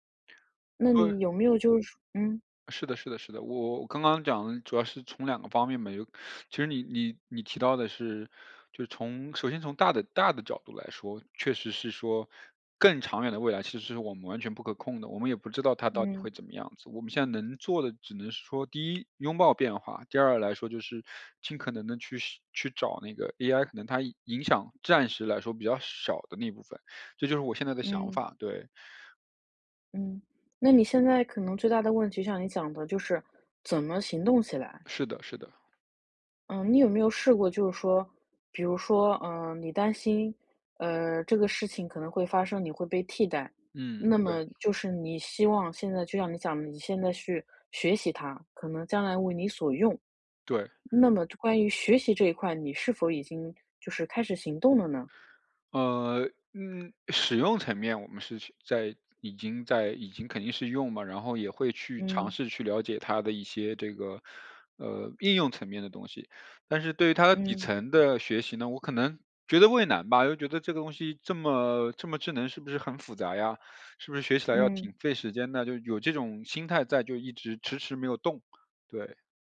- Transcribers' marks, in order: "暂时" said as "占时"
- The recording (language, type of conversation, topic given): Chinese, advice, 我如何把担忧转化为可执行的行动？